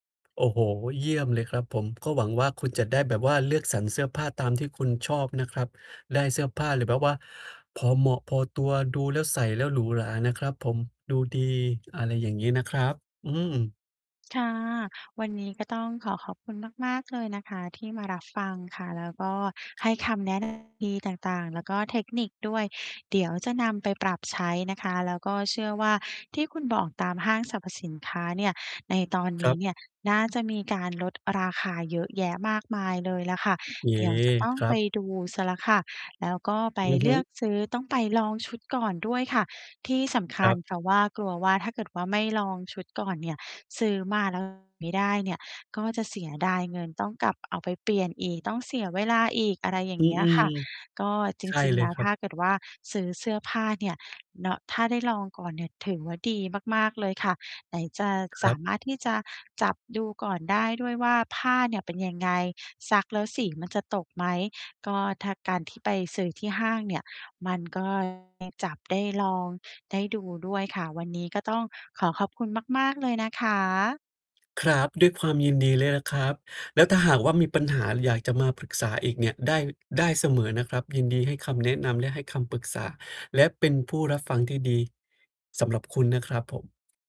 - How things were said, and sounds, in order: tapping; distorted speech; other background noise; mechanical hum
- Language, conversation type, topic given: Thai, advice, ควรเลือกเสื้อผ้าอย่างไรให้พอดีตัวและดูดี?